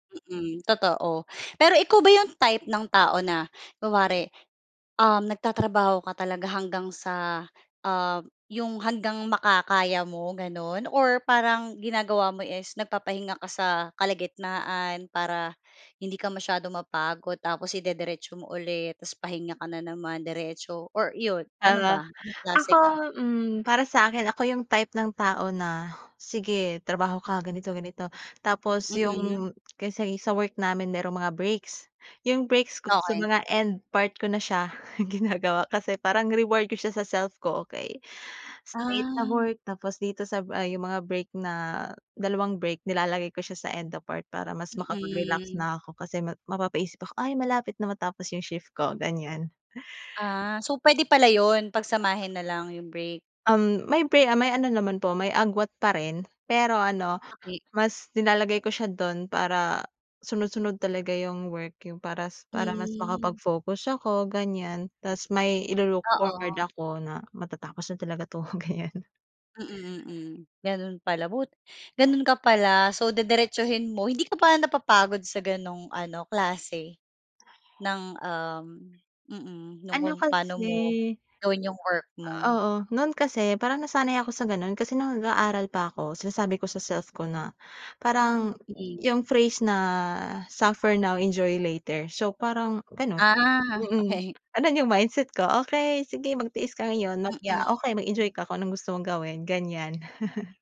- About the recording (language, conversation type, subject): Filipino, podcast, May ginagawa ka ba para alagaan ang sarili mo?
- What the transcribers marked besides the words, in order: tapping; unintelligible speech; other background noise; chuckle